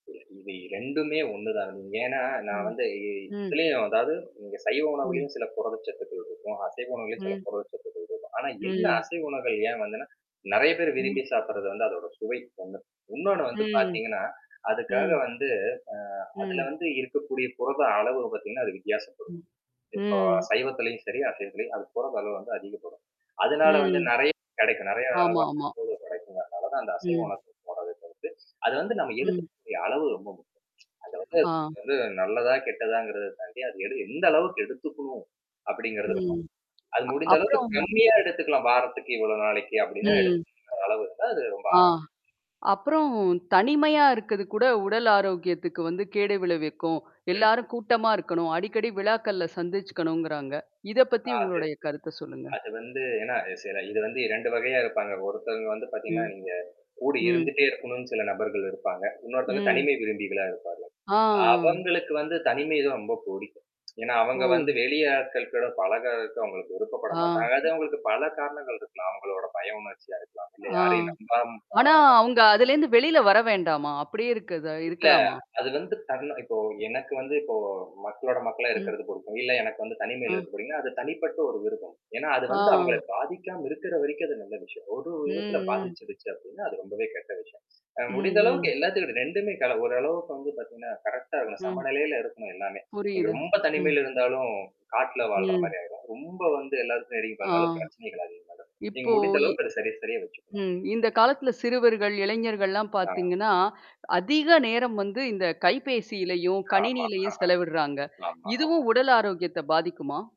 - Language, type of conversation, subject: Tamil, podcast, குடும்பத்துடன் ஆரோக்கிய பழக்கங்களை நீங்கள் எப்படிப் வளர்க்கிறீர்கள்?
- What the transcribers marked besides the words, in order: other noise; static; mechanical hum; distorted speech; other background noise; tsk; lip smack; tapping